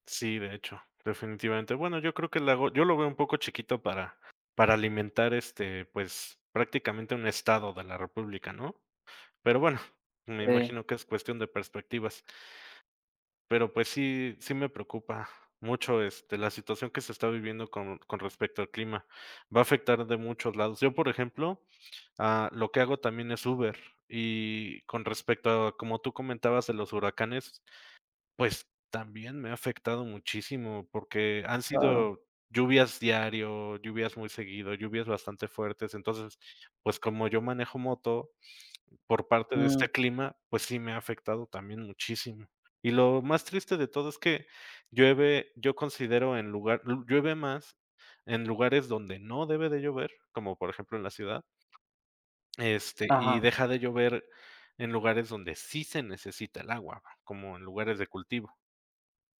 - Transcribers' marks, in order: tapping
- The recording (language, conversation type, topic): Spanish, unstructured, ¿Por qué crees que es importante cuidar el medio ambiente?
- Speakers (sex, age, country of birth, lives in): male, 25-29, Mexico, Mexico; male, 35-39, Mexico, Mexico